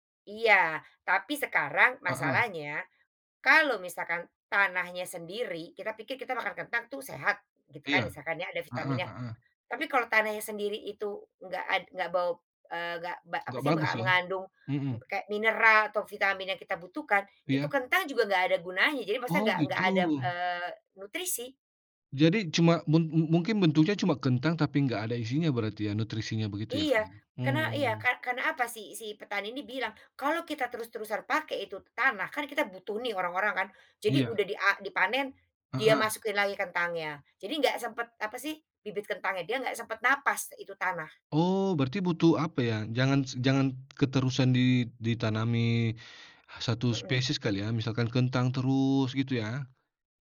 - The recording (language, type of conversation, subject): Indonesian, unstructured, Apa yang membuatmu takut akan masa depan jika kita tidak menjaga alam?
- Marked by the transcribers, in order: none